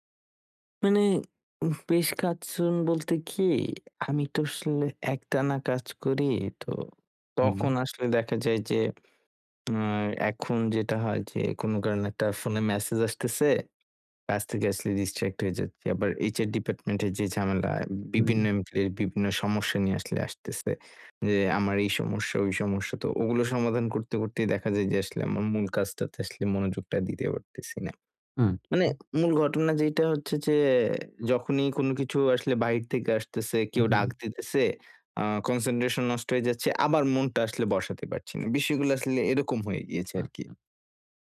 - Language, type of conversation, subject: Bengali, advice, কাজের সময় বিভ্রান্তি কমিয়ে কীভাবে একটিমাত্র কাজে মনোযোগ ধরে রাখতে পারি?
- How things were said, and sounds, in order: other background noise; tapping; unintelligible speech; in English: "ডিস্ট্রাক্ট"; in English: "কনসেনট্রেশন"